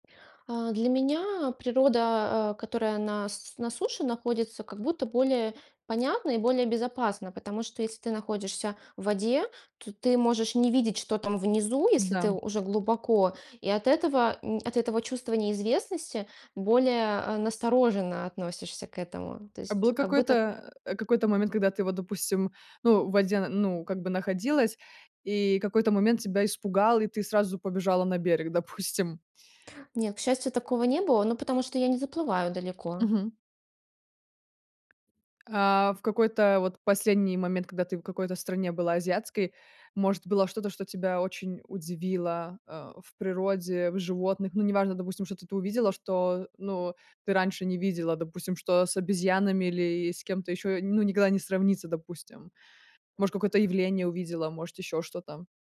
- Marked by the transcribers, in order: other background noise; grunt; tapping; laughing while speaking: "допустим?"
- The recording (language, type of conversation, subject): Russian, podcast, Какое природное место вдохновляет тебя больше всего и почему?